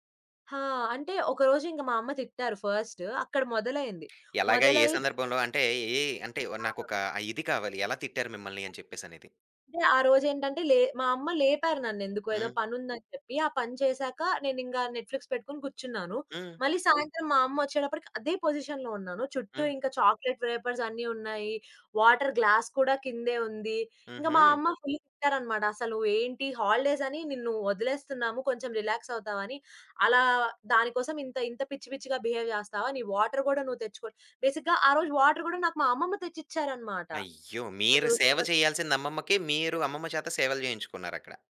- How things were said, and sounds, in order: tapping; other background noise; in English: "నెట్‌ఫ్లి‌క్స్"; in English: "పొజిషన్‌లో"; in English: "చాక్లేట్"; in English: "వాటర్ గ్లాస్"; in English: "ఫుల్"; in English: "బిహేవ్"; in English: "వాటర్"; in English: "బేసిక్‌గా"; in English: "వాటర్"
- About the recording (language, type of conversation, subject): Telugu, podcast, మీ స్క్రీన్ టైమ్‌ను నియంత్రించడానికి మీరు ఎలాంటి పరిమితులు లేదా నియమాలు పాటిస్తారు?